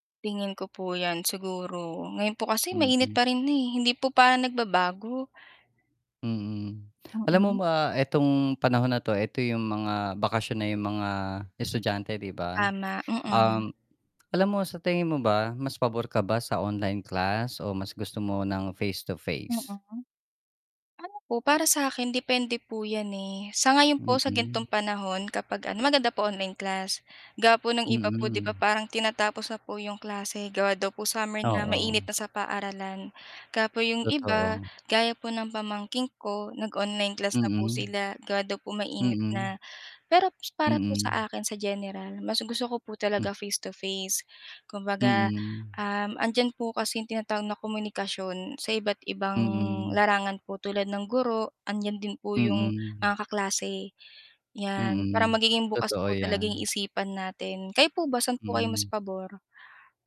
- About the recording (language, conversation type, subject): Filipino, unstructured, Mas pabor ka ba sa klaseng online o sa harapang klase, at ano ang masasabi mo sa mahigpit na sistema ng pagmamarka at sa pantay na pagkakataon ng lahat sa edukasyon?
- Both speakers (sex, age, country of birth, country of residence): female, 25-29, Philippines, Philippines; male, 45-49, Philippines, Philippines
- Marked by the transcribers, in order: static; distorted speech; tapping